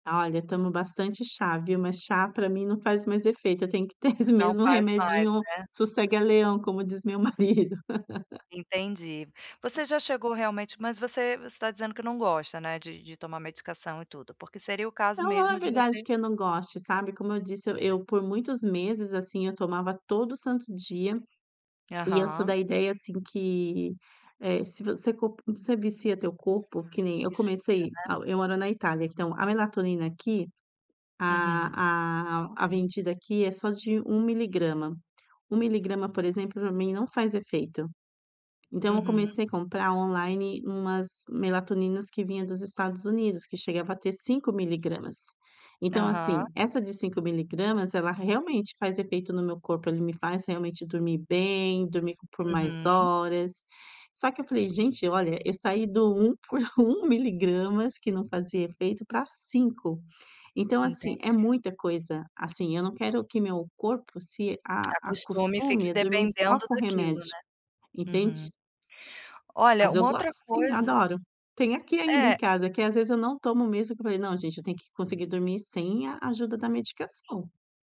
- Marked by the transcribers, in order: laugh; tapping
- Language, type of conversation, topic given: Portuguese, advice, Como posso manter minha energia equilibrada ao longo do dia?